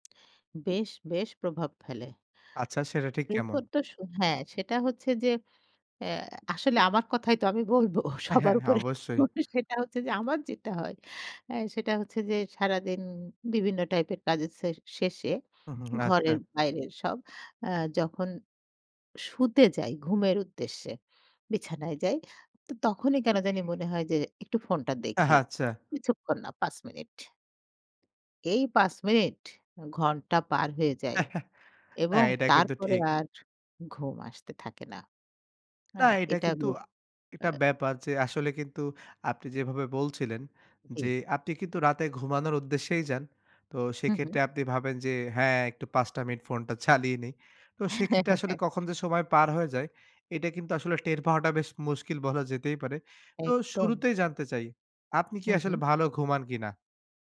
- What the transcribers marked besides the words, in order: tapping; laughing while speaking: "বলবো সবার উপরে সেটা হচ্ছে, যে আমার"; lip smack; other background noise; chuckle; unintelligible speech; chuckle
- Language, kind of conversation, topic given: Bengali, podcast, প্রযুক্তি আপনার ঘুমের ওপর কীভাবে প্রভাব ফেলে বলে আপনার মনে হয়?